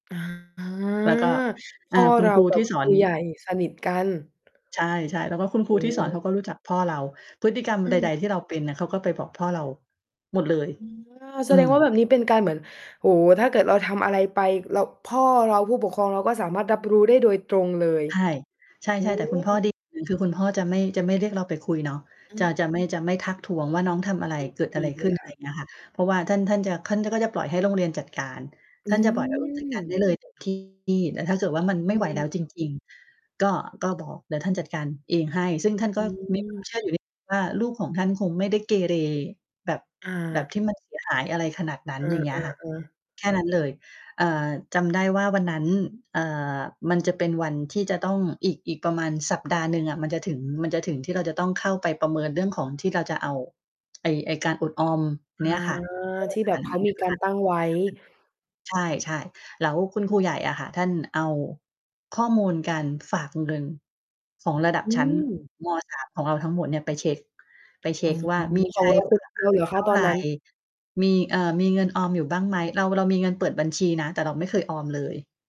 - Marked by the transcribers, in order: distorted speech; tapping; unintelligible speech
- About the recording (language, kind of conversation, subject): Thai, podcast, ครูคนไหนที่ทำให้คุณเปลี่ยนมุมมองเรื่องการเรียนมากที่สุด?